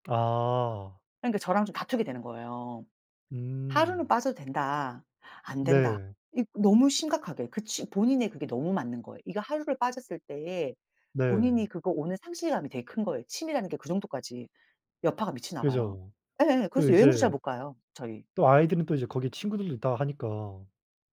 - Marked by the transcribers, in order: none
- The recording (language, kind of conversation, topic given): Korean, unstructured, 취미 때문에 가족과 다툰 적이 있나요?